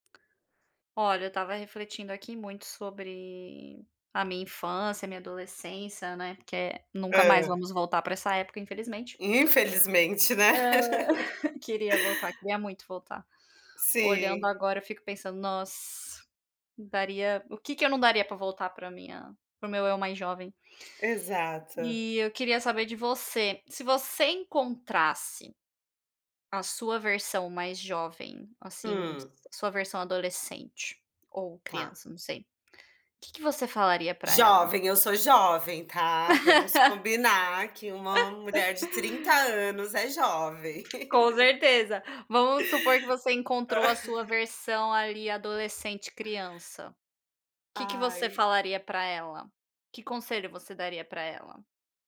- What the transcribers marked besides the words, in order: tapping; chuckle; laugh; laugh; laugh; laughing while speaking: "Ah"
- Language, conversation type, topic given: Portuguese, unstructured, Qual conselho você daria para o seu eu mais jovem?